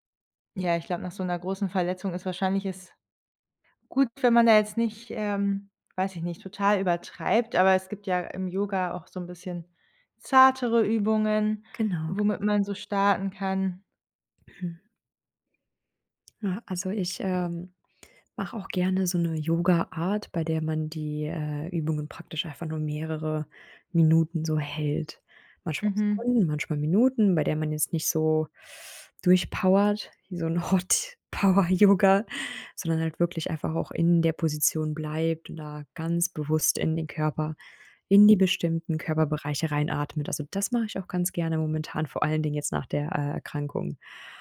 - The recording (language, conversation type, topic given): German, advice, Wie gelingt dir der Neustart ins Training nach einer Pause wegen Krankheit oder Stress?
- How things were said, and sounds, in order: throat clearing; laughing while speaking: "Hot-Power-Yoga"; other background noise